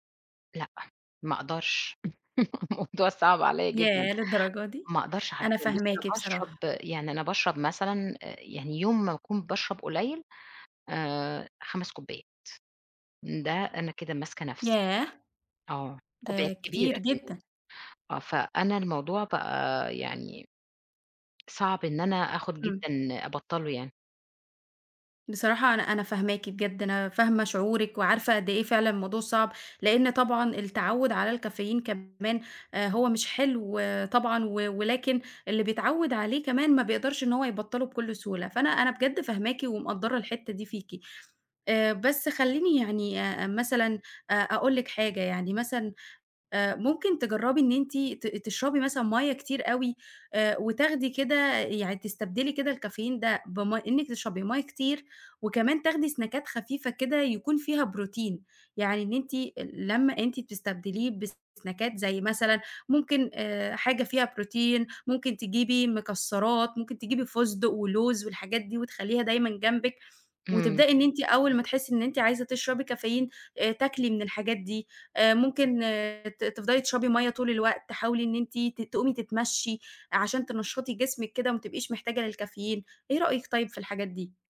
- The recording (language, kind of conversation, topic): Arabic, advice, إزاي بتعتمد على الكافيين أو المنبّهات عشان تفضل صاحي ومركّز طول النهار؟
- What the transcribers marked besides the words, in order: chuckle; laughing while speaking: "الموضوع صعب عليّ جدًا"; in English: "سناكات"; in English: "بسناكات"